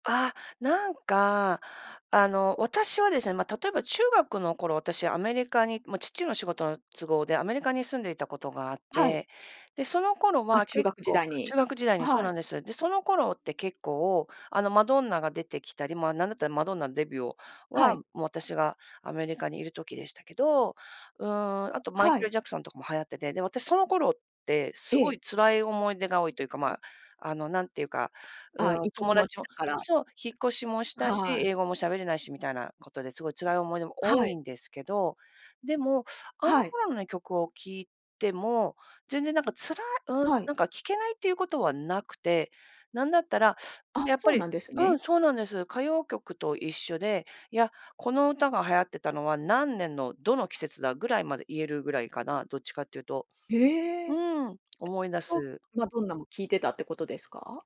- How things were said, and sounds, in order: tapping; other background noise; unintelligible speech
- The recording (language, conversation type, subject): Japanese, podcast, 昔好きだった曲は、今でも聴けますか？